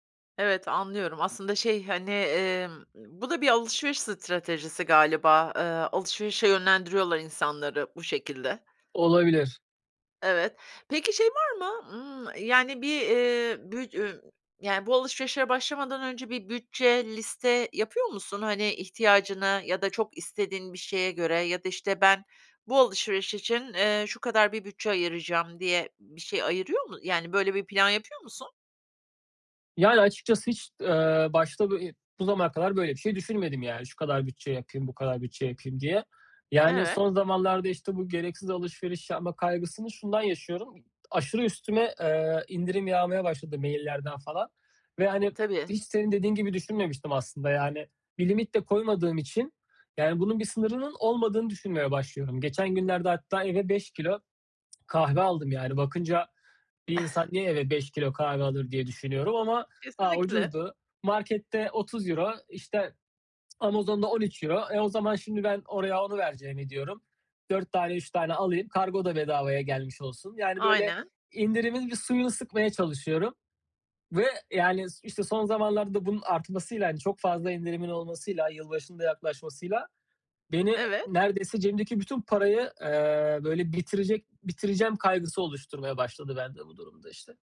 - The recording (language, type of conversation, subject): Turkish, advice, İndirim dönemlerinde gereksiz alışveriş yapma kaygısıyla nasıl başa çıkabilirim?
- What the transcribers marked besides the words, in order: other background noise